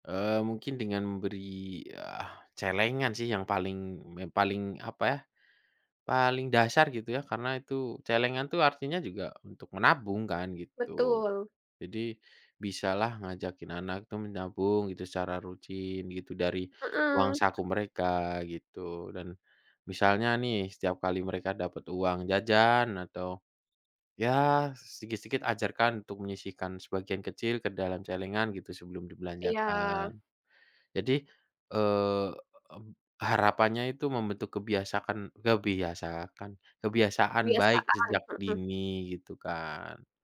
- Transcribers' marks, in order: tapping
- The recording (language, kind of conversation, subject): Indonesian, unstructured, Bagaimana cara mengajarkan anak tentang uang?